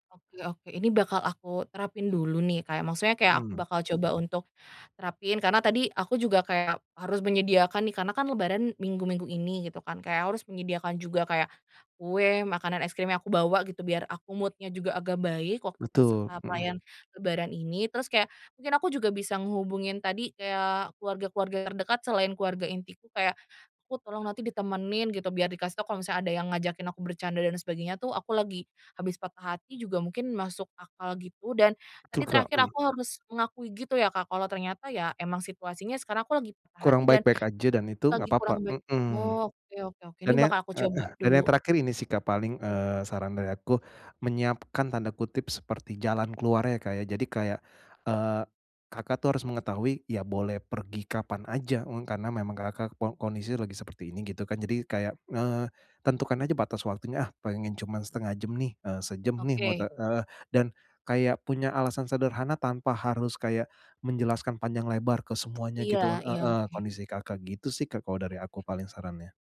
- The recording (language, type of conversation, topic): Indonesian, advice, Bagaimana cara tetap menikmati perayaan saat suasana hati saya sedang rendah?
- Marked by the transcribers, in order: in English: "mood-nya"